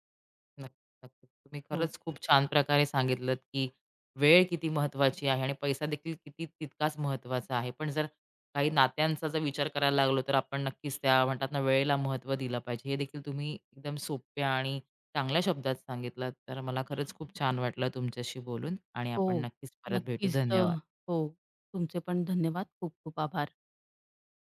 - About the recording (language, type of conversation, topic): Marathi, podcast, तुमच्या मते वेळ आणि पैसा यांपैकी कोणते अधिक महत्त्वाचे आहे?
- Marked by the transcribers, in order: other background noise; horn